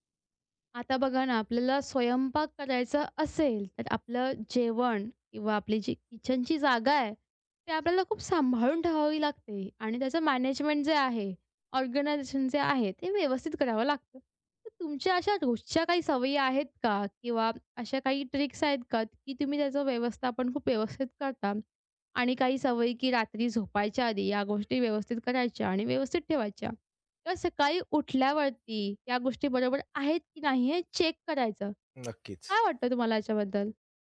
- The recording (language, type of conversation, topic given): Marathi, podcast, अन्नसाठा आणि स्वयंपाकघरातील जागा गोंधळमुक्त कशी ठेवता?
- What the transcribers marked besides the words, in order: other noise; other background noise; in English: "ऑर्गनायझेशन"; tapping; in English: "ट्रिक्स"; in English: "चेक"